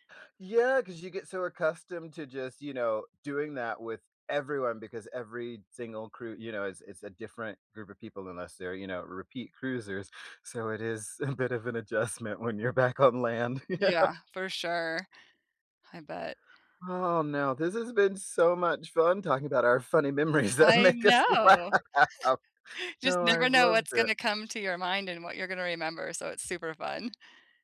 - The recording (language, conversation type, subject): English, unstructured, What is a funny memory that always makes you laugh?
- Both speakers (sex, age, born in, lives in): female, 50-54, United States, United States; male, 35-39, United States, United States
- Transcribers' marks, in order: other background noise; laughing while speaking: "a bit"; laughing while speaking: "Yeah"; tapping; laughing while speaking: "memories that make us laugh"; chuckle